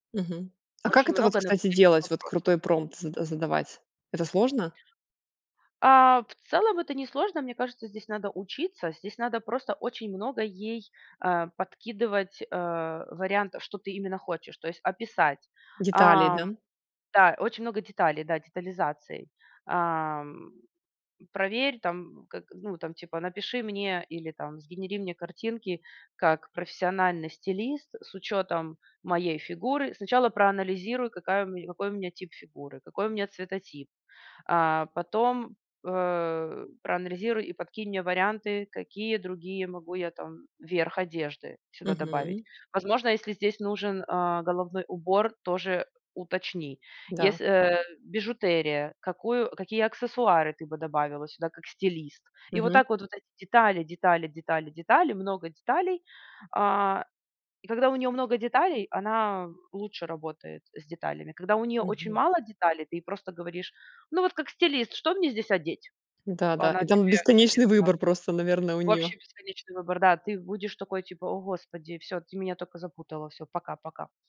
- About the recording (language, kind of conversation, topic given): Russian, podcast, Как работать с телом и одеждой, чтобы чувствовать себя увереннее?
- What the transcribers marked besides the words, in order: none